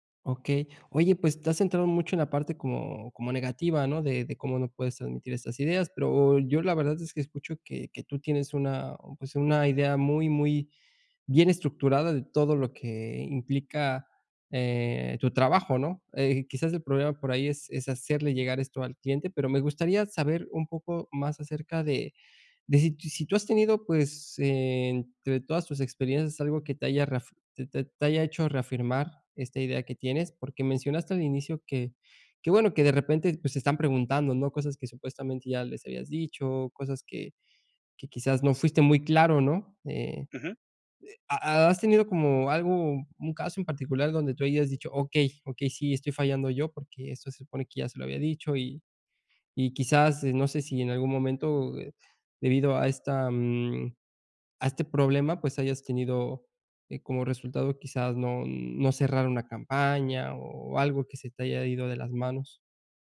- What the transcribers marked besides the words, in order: none
- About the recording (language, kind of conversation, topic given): Spanish, advice, ¿Cómo puedo organizar mis ideas antes de una presentación?